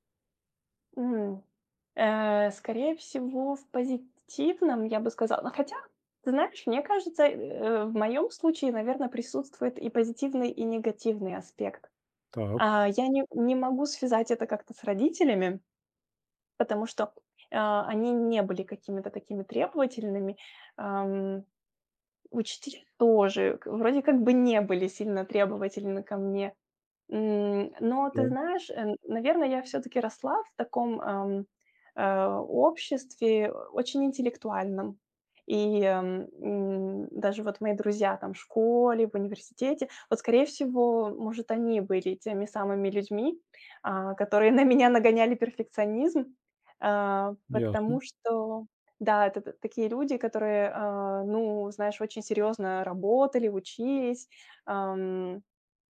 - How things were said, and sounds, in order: joyful: "которые на меня нагоняли перфекционизм"
- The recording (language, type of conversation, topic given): Russian, advice, Как мне управлять стрессом, не борясь с эмоциями?